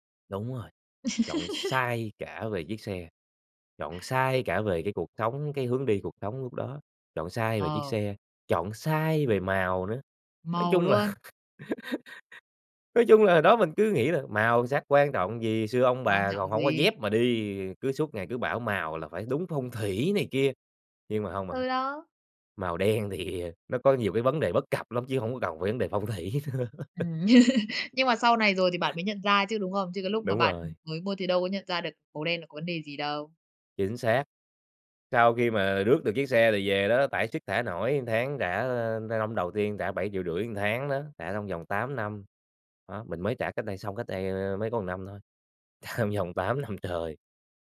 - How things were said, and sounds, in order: laugh; laugh; laughing while speaking: "nói chung là hồi đó"; laughing while speaking: "thì, ờ"; laughing while speaking: "phong thủy nữa"; laugh; tapping; laugh; "một" said as "ừn"; "một" said as "ừn"; "một" said as "ừn"; laughing while speaking: "trả"
- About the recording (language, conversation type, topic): Vietnamese, podcast, Bạn có thể kể về một lần bạn đưa ra lựa chọn sai và bạn đã học được gì từ đó không?